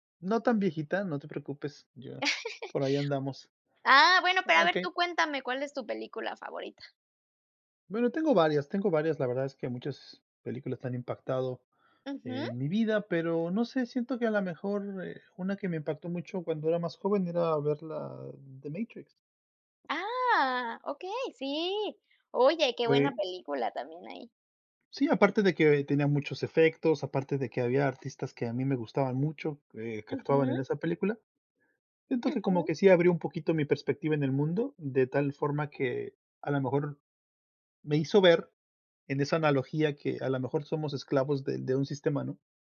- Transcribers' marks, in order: chuckle
- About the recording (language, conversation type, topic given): Spanish, unstructured, ¿Cuál es tu película favorita y por qué te gusta tanto?